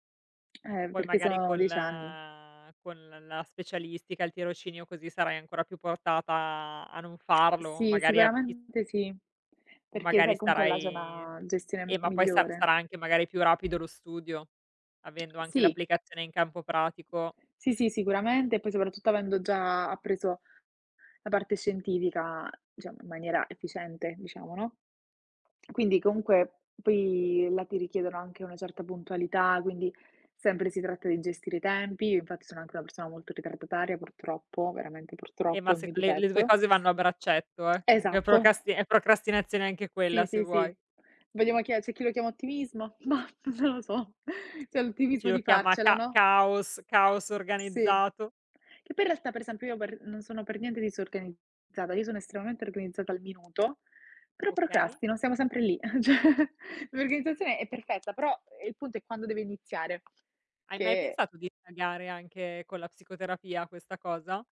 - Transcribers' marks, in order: drawn out: "col"; other background noise; tapping; laughing while speaking: "mah, non lo so"; laughing while speaking: "Ehm, ceh"; "cioè" said as "ceh"
- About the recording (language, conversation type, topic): Italian, unstructured, Ti è mai capitato di rimandare qualcosa per paura di fallire?
- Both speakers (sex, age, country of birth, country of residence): female, 20-24, Italy, Italy; female, 35-39, Italy, Italy